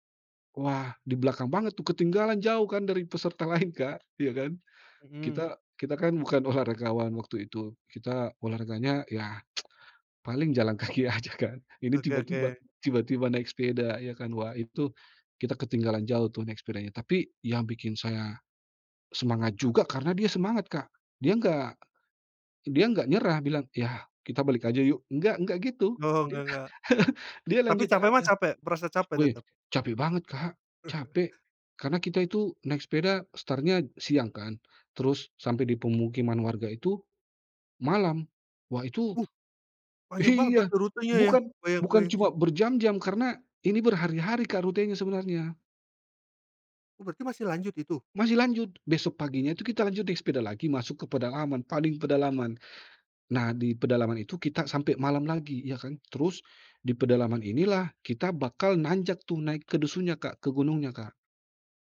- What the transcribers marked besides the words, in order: tsk; laughing while speaking: "kaki aja"; chuckle; laughing while speaking: "iya"
- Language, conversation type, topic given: Indonesian, podcast, Pernahkah kamu bertemu warga setempat yang membuat perjalananmu berubah, dan bagaimana ceritanya?